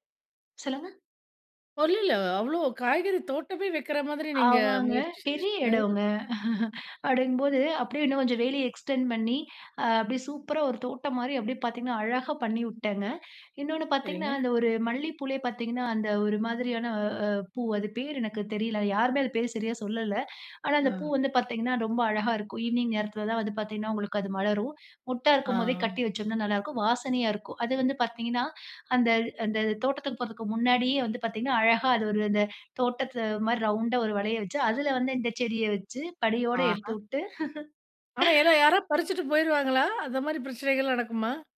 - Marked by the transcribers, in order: unintelligible speech; laughing while speaking: "ஆமாங்க. பெரிய எடோங்க!"; in English: "எக்ஸ்டெண்ட்"; in English: "ஈவினிங்"; laugh
- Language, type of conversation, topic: Tamil, podcast, பார்க்கிங் பகுதியில், தோட்டத்தில் அல்லது வீட்டில் நீங்கள் தாவரங்கள் வளர்த்த அனுபவத்தைப் பற்றி சொல்ல முடியுமா?